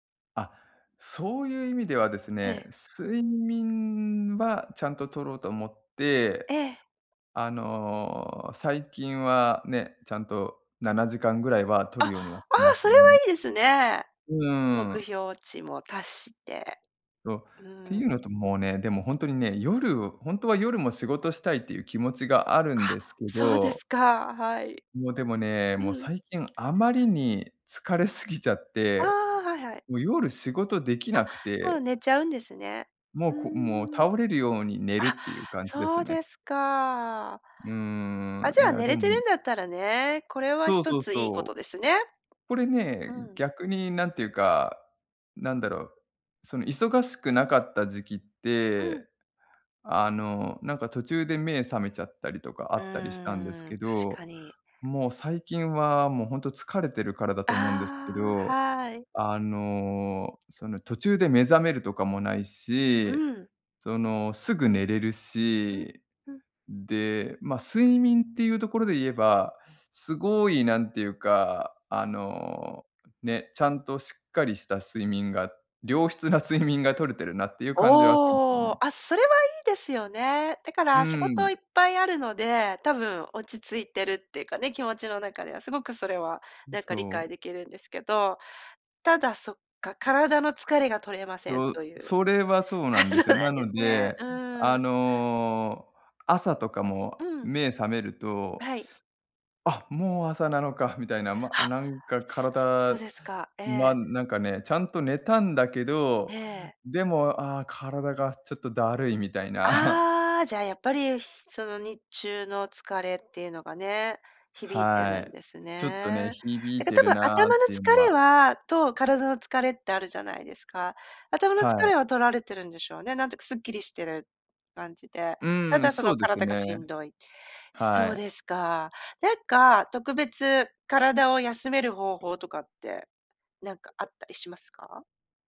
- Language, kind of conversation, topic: Japanese, advice, 休息や趣味の時間が取れず、燃え尽きそうだと感じるときはどうすればいいですか？
- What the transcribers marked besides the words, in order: chuckle; unintelligible speech; laughing while speaking: "あ、そうなんですね"; chuckle